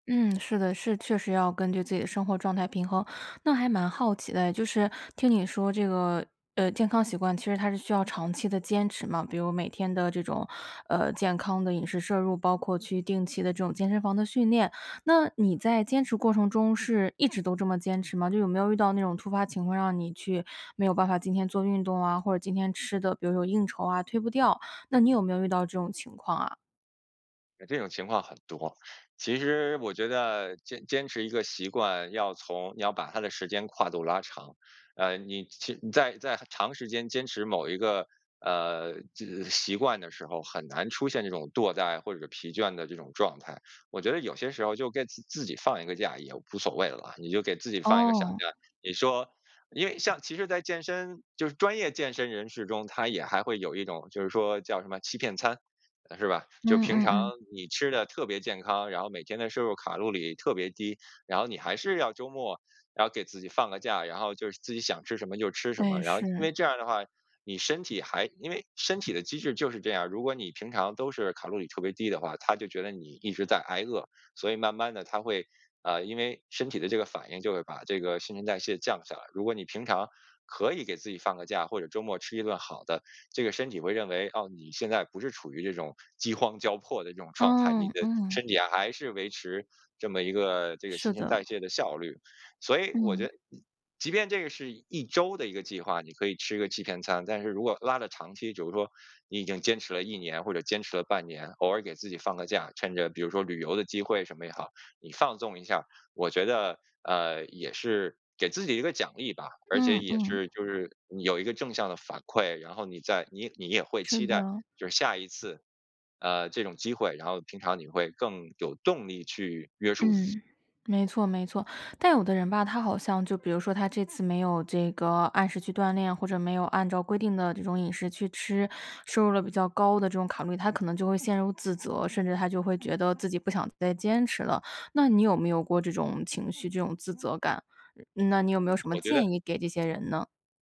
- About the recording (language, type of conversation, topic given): Chinese, podcast, 平常怎么开始一段新的健康习惯？
- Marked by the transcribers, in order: other background noise